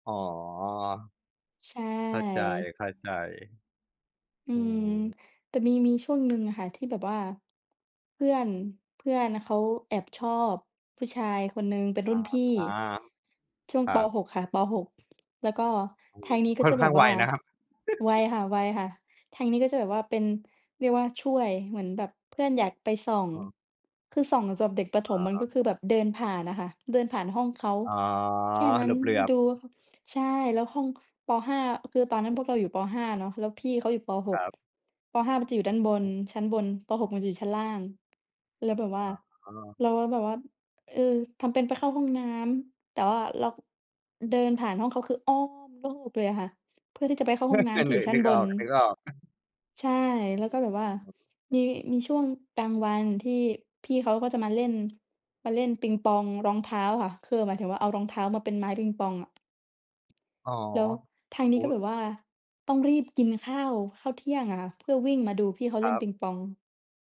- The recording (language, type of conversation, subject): Thai, unstructured, เคยมีเหตุการณ์อะไรในวัยเด็กที่คุณอยากเล่าให้คนอื่นฟังไหม?
- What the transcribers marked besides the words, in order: tapping; other background noise; chuckle; chuckle; laughing while speaking: "คือนึก นึกออก ๆ"; unintelligible speech